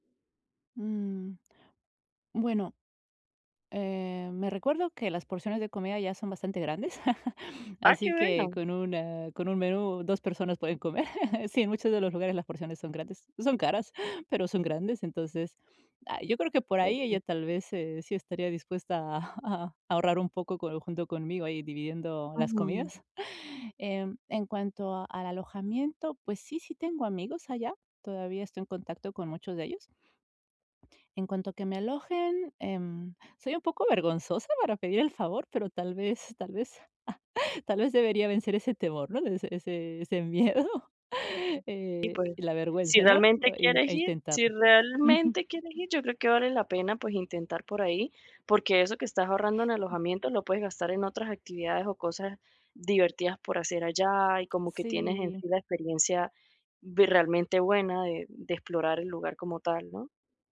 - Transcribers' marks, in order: chuckle; chuckle; tapping; giggle; giggle
- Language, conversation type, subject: Spanish, advice, ¿Cómo puedo disfrutar de unas vacaciones con un presupuesto limitado sin sentir que me pierdo algo?
- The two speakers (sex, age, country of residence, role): female, 30-34, United States, advisor; female, 40-44, Italy, user